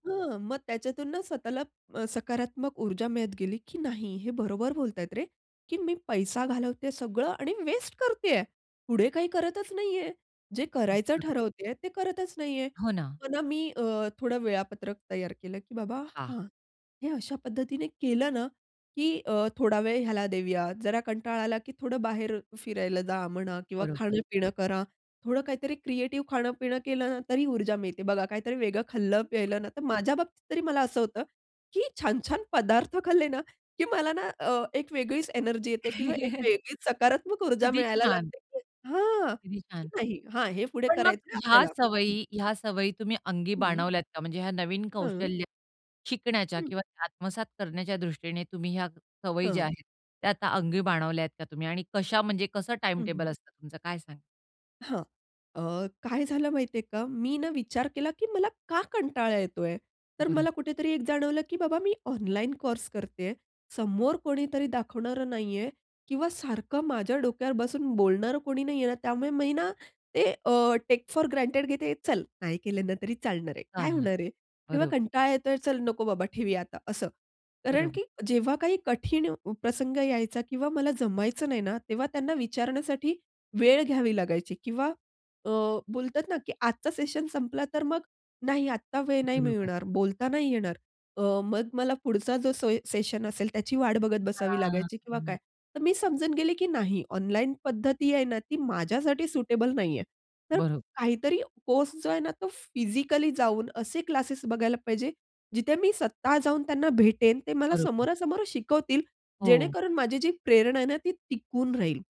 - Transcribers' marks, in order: chuckle; joyful: "एक वेगळीच सकारात्मक ऊर्जा मिळायला लागते"; joyful: "किती छान!"; in English: "टेक फोर ग्रांटेड"; in English: "सेशन"; in English: "सेशन"
- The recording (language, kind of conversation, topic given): Marathi, podcast, शिकत असताना तुम्ही प्रेरणा कशी टिकवून ठेवता?